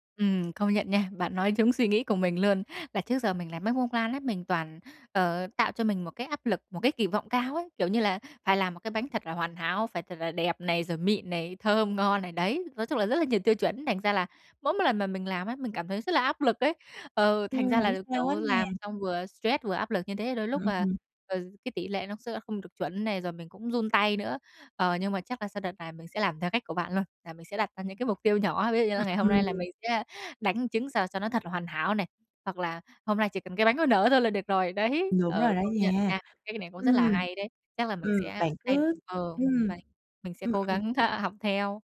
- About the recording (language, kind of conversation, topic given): Vietnamese, advice, Làm sao để chấp nhận thất bại và tiếp tục cố gắng?
- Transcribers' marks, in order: tapping; laughing while speaking: "thơm ngon"; other background noise; laughing while speaking: "đấy"; laugh